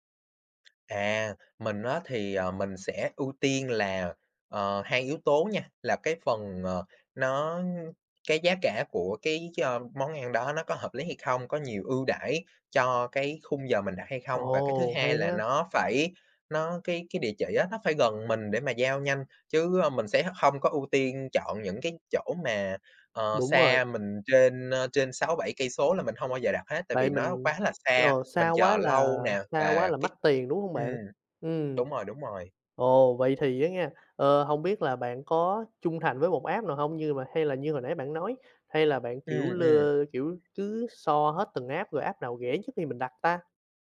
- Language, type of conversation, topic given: Vietnamese, podcast, Bạn thường có thói quen sử dụng dịch vụ giao đồ ăn như thế nào?
- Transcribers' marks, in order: tapping; sniff; other background noise; in English: "app"; in English: "app"; in English: "app"